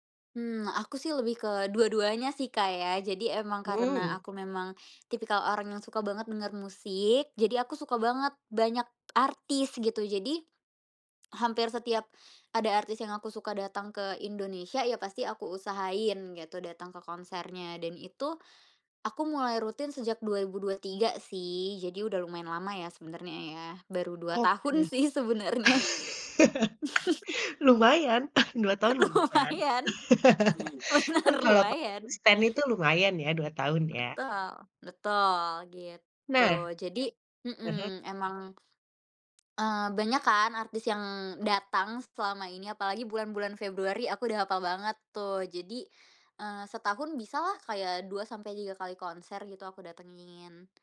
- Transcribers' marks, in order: laugh; tapping; chuckle; laughing while speaking: "sebenernya"; laugh; laughing while speaking: "Lumayan, bener"; unintelligible speech
- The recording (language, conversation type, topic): Indonesian, podcast, Mengapa kegiatan ini penting untuk kebahagiaanmu?